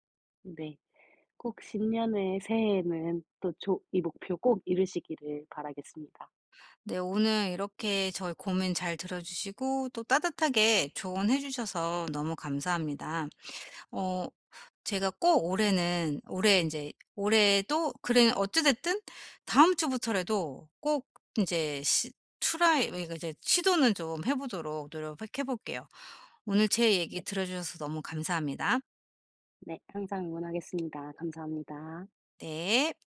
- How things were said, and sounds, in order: other background noise; in English: "트라이"; tapping
- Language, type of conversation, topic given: Korean, advice, 요즘 시간이 부족해서 좋아하는 취미를 계속하기가 어려운데, 어떻게 하면 꾸준히 유지할 수 있을까요?